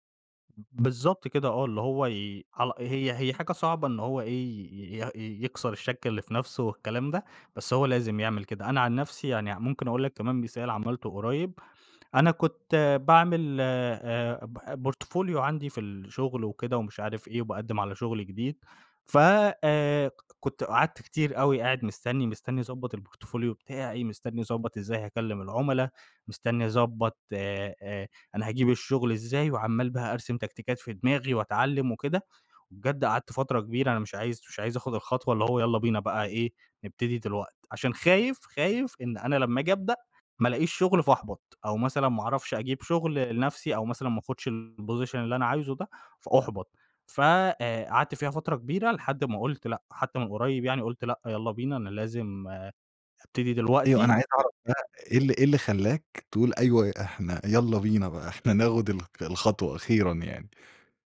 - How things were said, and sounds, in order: tapping; in English: "portfolio"; in English: "الportfolio"; in English: "الposition"
- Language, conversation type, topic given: Arabic, podcast, إزاي تتعامل مع المثالية الزيادة اللي بتعطّل الفلو؟